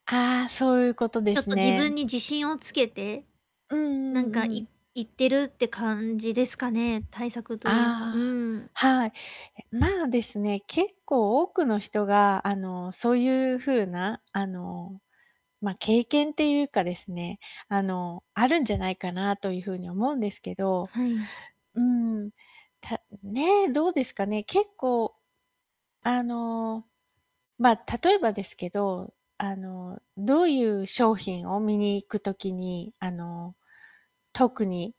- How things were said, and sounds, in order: mechanical hum; distorted speech
- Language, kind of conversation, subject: Japanese, advice, 緊張や躊躇があっても、どうすれば行動を始められますか？
- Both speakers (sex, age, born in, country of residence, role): female, 30-34, Japan, Japan, user; female, 45-49, Japan, United States, advisor